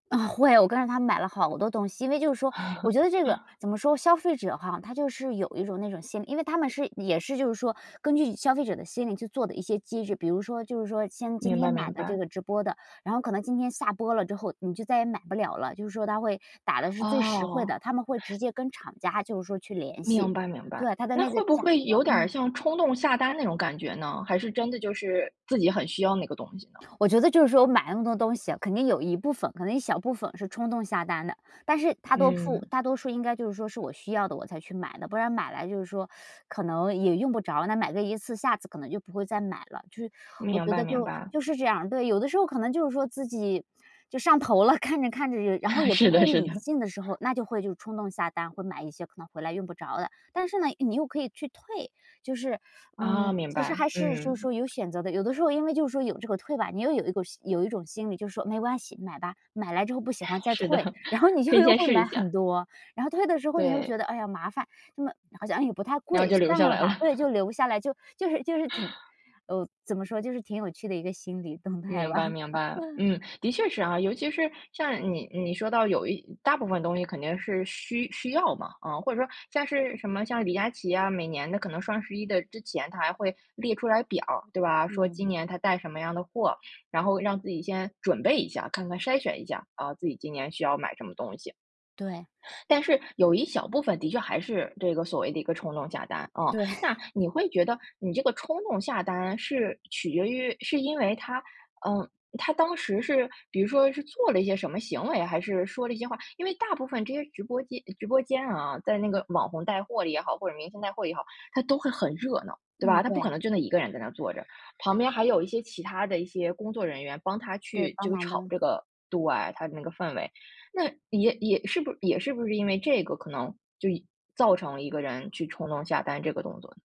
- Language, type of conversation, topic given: Chinese, podcast, 网红带货成功的关键是什么？
- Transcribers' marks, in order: laugh; laugh; teeth sucking; laughing while speaking: "就上头了"; laugh; laughing while speaking: "是的 是的"; teeth sucking; tapping; laugh; laughing while speaking: "是的"; laughing while speaking: "然后你就又会"; laughing while speaking: "了"; laugh; laughing while speaking: "吧"; laugh; chuckle